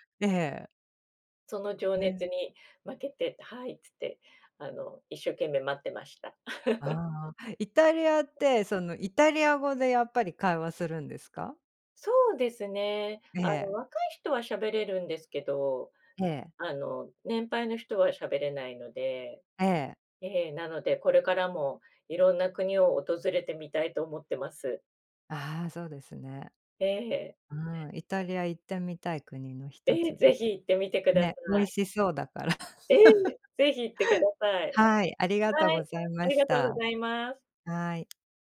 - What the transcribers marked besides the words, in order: chuckle; chuckle; other background noise; tapping
- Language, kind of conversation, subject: Japanese, unstructured, 旅行で訪れてみたい国や場所はありますか？